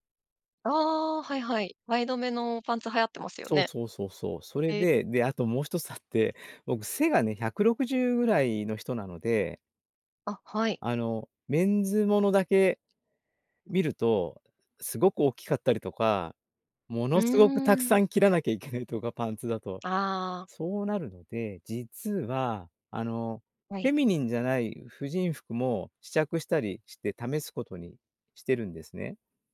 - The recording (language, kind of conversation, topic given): Japanese, podcast, 今の服の好みはどうやって決まった？
- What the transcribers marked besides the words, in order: laughing while speaking: "とか"